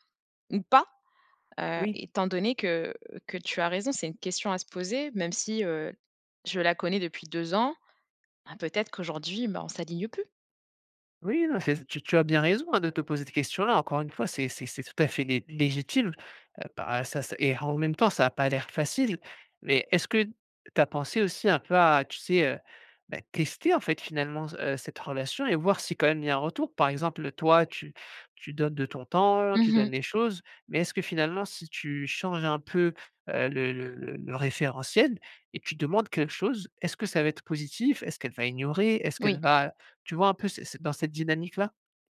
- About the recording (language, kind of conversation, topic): French, advice, Comment te sens-tu quand un ami ne te contacte que pour en retirer des avantages ?
- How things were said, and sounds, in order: other background noise; tapping